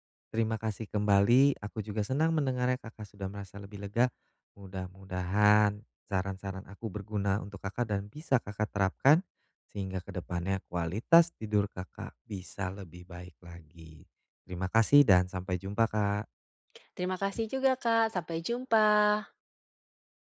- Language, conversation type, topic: Indonesian, advice, Bagaimana cara memperbaiki kualitas tidur malam agar saya bisa tidur lebih nyenyak dan bangun lebih segar?
- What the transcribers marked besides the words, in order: none